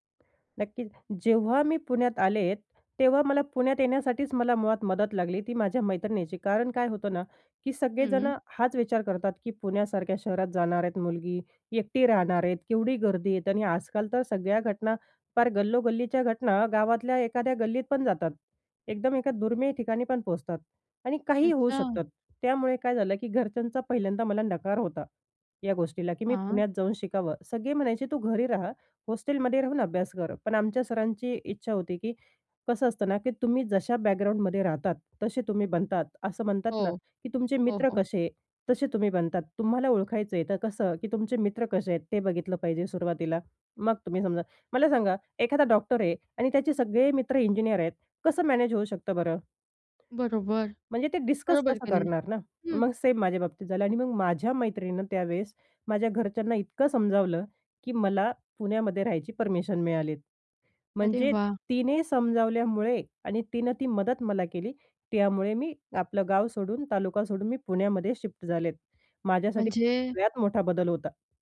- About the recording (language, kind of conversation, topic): Marathi, podcast, कधी एखाद्या छोट्या मदतीमुळे पुढे मोठा फरक पडला आहे का?
- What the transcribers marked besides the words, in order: other background noise; tapping